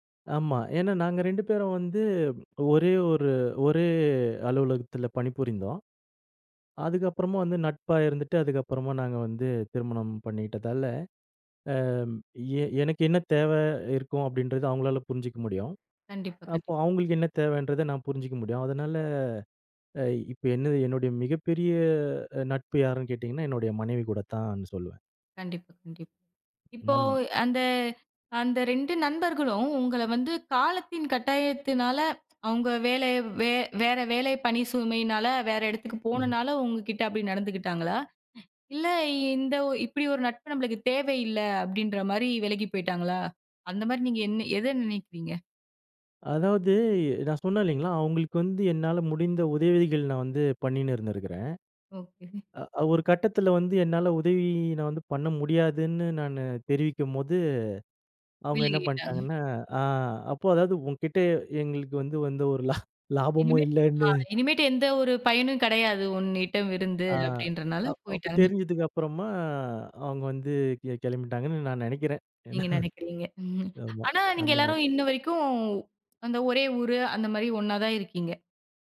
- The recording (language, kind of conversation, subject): Tamil, podcast, நண்பர்கள் இடையே எல்லைகள் வைத்துக் கொள்ள வேண்டுமா?
- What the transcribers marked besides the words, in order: other noise; lip smack; other background noise; inhale; laughing while speaking: "ஒரு லா லாபமோ இல்லன்னு"; "உன்னிடமிருந்து" said as "உன்னிட்டமிருந்து"; laughing while speaking: "ஏனா"; background speech